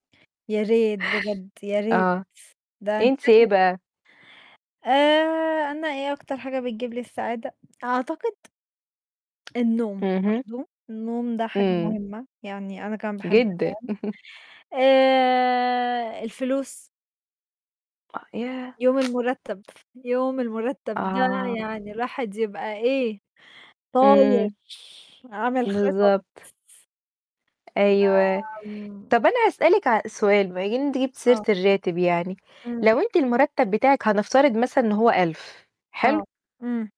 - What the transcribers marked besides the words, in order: other background noise; distorted speech; laugh; lip smack; tapping; static
- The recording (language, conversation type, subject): Arabic, unstructured, إيه أهم العادات اللي بتساعدك تحسّن نفسك؟